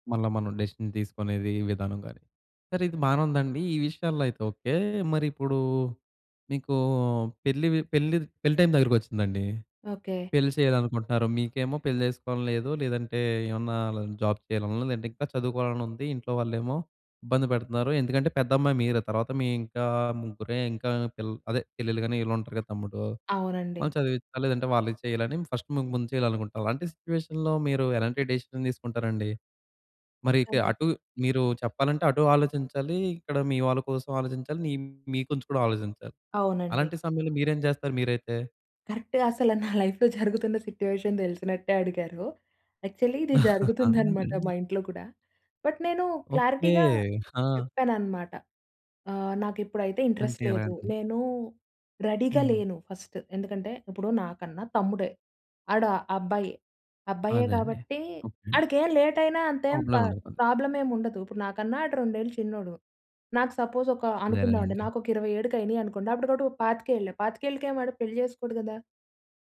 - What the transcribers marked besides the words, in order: in English: "డెసిషన్"; in English: "జాబ్"; in English: "ఫస్ట్"; in English: "సిట్యుయేషన్‌లో"; in English: "డెసిషన్"; in English: "కరెక్ట్‌గా"; laughing while speaking: "నా లైఫ్‌లో"; in English: "లైఫ్‌లో"; in English: "సిట్యుయేషన్"; chuckle; in English: "యాక్చువల్లీ"; in English: "బట్"; in English: "క్లారిటీగా"; in English: "ఇంట్రెస్ట్"; in English: "రెడీగా"; in English: "ఫస్ట్"; in English: "లేట్"; in English: "సపోజ్"
- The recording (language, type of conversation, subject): Telugu, podcast, హృదయం మాట వినాలా లేక తర్కాన్ని అనుసరించాలా?